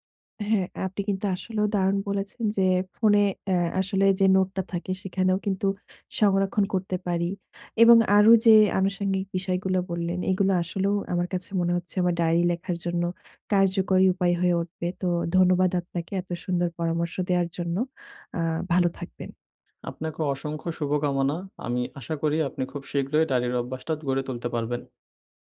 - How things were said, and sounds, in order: none
- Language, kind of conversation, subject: Bengali, advice, কৃতজ্ঞতার দিনলিপি লেখা বা ডায়েরি রাখার অভ্যাস কীভাবে শুরু করতে পারি?
- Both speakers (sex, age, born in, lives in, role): female, 45-49, Bangladesh, Bangladesh, user; male, 20-24, Bangladesh, Bangladesh, advisor